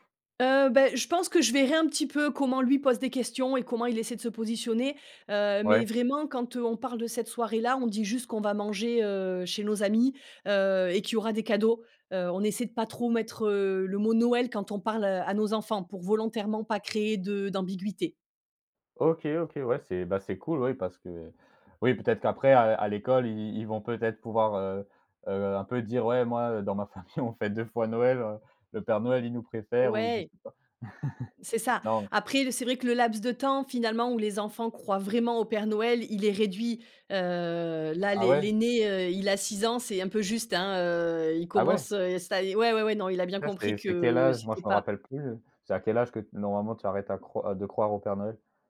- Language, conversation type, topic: French, podcast, Peux-tu raconter une tradition familiale liée au partage des repas ?
- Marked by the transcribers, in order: chuckle; chuckle